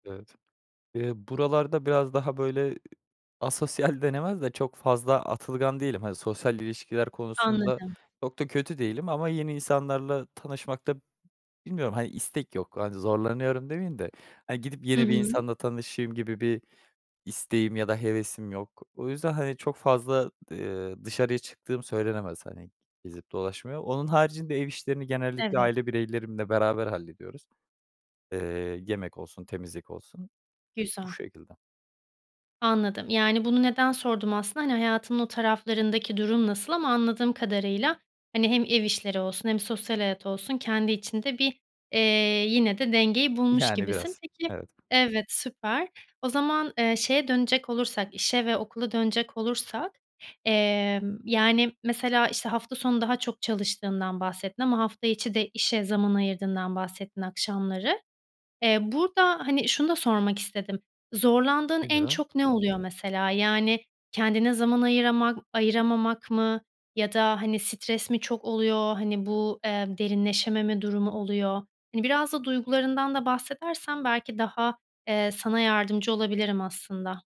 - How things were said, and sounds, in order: other background noise
- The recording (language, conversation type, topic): Turkish, advice, Çoklu görev tuzağı: hiçbir işe derinleşememe